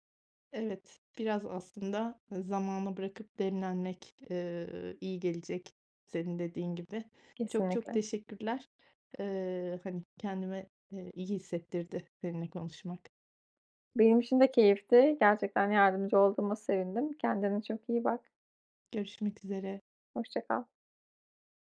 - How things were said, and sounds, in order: none
- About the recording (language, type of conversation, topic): Turkish, advice, Gelecek için para biriktirmeye nereden başlamalıyım?